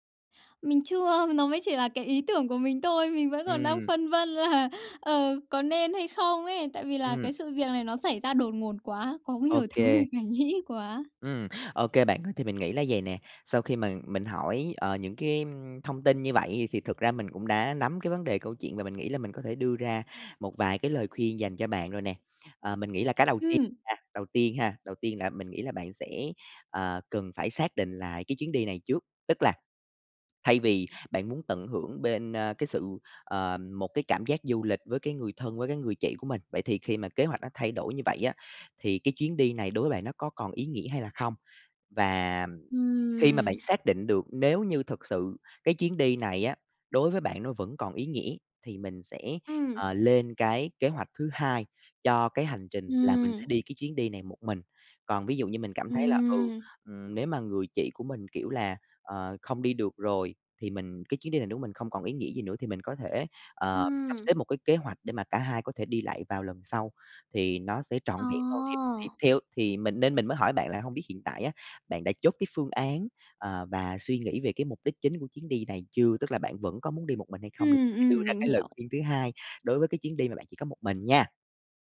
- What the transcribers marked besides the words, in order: laughing while speaking: "chưa"; laughing while speaking: "là"; laughing while speaking: "thứ mình phải nghĩ"; tapping; other background noise; background speech
- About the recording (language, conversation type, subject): Vietnamese, advice, Tôi nên bắt đầu từ đâu khi gặp sự cố và phải thay đổi kế hoạch du lịch?